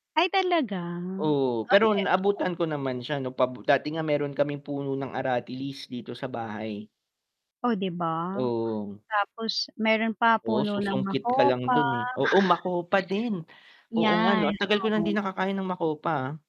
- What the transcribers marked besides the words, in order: static; background speech; dog barking; chuckle
- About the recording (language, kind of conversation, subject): Filipino, unstructured, Ano ang pakiramdam mo kapag nakikita mong nalalanta ang mga punong nasa paligid mo?
- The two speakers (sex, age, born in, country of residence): female, 40-44, Philippines, Philippines; male, 25-29, Philippines, Philippines